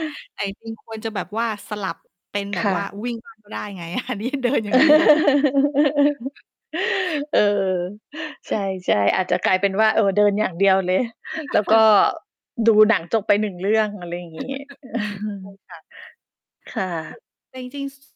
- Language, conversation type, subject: Thai, unstructured, การใช้โซเชียลมีเดียมากเกินไปทำให้เสียเวลาหรือไม่?
- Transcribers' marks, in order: other background noise; distorted speech; laugh; laughing while speaking: "อันนี้เดินอย่างเดียว"; chuckle; chuckle; laughing while speaking: "เออ"; tapping; mechanical hum